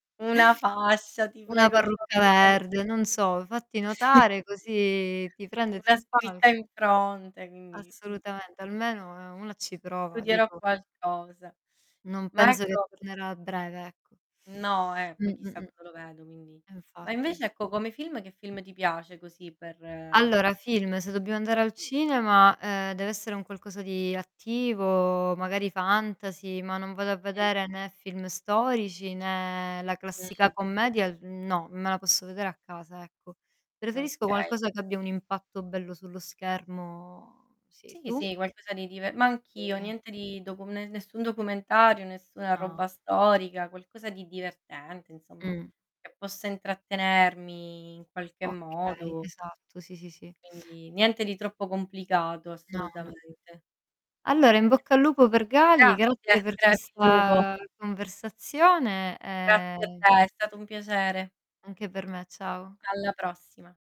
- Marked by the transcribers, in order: unintelligible speech; other background noise; laughing while speaking: "Sì"; distorted speech; static; tapping; unintelligible speech; drawn out: "e"
- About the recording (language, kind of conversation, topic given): Italian, unstructured, Cosa preferisci tra un concerto dal vivo e una serata al cinema?